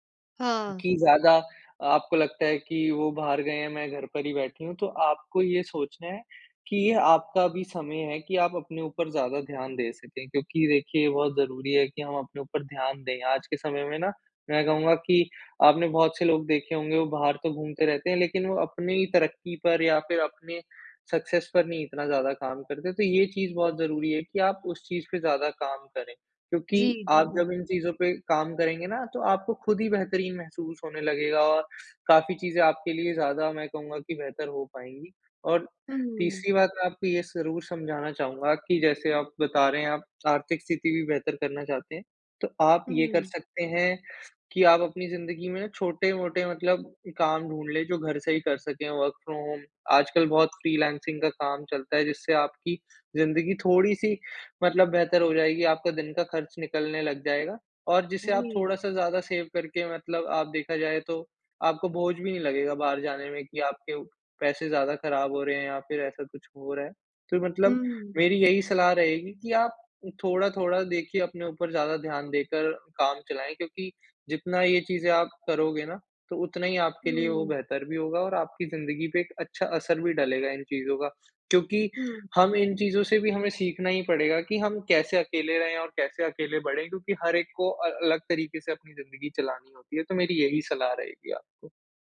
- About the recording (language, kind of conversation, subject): Hindi, advice, क्या आप अपने दोस्तों की जीवनशैली के मुताबिक खर्च करने का दबाव महसूस करते हैं?
- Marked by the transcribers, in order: in English: "सक्सेस"; in English: "वर्क फ्रॉम होम"; in English: "सेव"